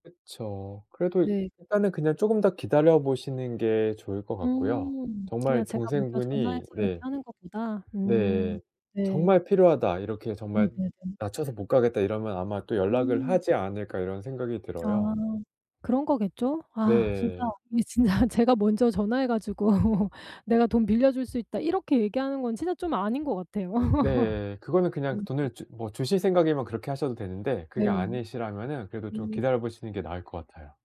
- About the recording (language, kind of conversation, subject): Korean, advice, 친구나 가족이 갑자기 돈을 빌려달라고 할 때 어떻게 정중하면서도 단호하게 거절할 수 있나요?
- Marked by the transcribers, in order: laughing while speaking: "진짜"; laughing while speaking: "가지고"; laugh